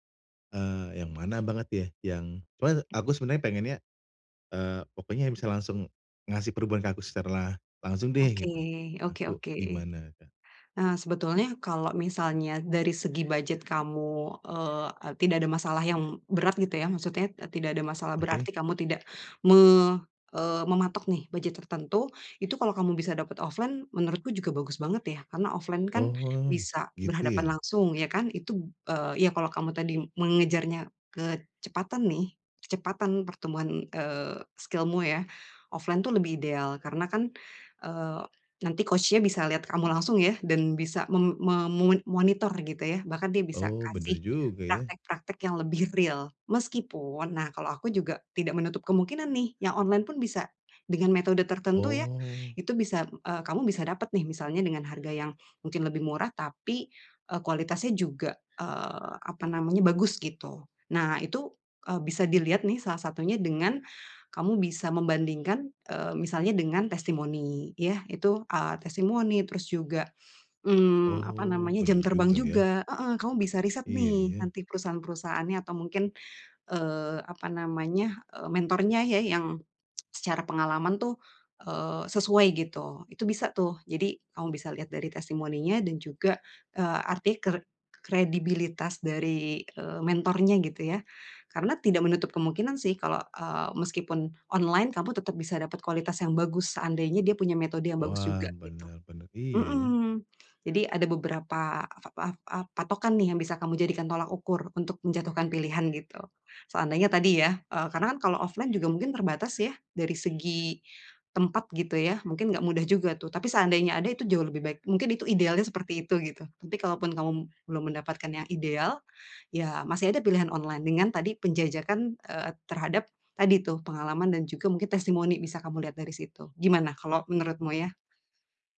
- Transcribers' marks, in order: other background noise; in English: "offline"; in English: "offline"; in English: "skill-mu"; in English: "offline"; in English: "coach-nya"; tsk; in English: "offline"
- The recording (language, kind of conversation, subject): Indonesian, advice, Bagaimana cara menemukan mentor yang cocok untuk pertumbuhan karier saya?